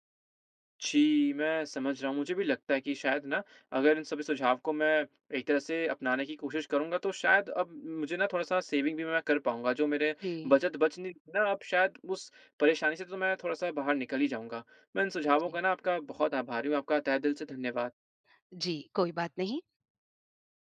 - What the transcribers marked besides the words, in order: in English: "सेविंग"
- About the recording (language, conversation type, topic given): Hindi, advice, महीने के अंत में बचत न बच पाना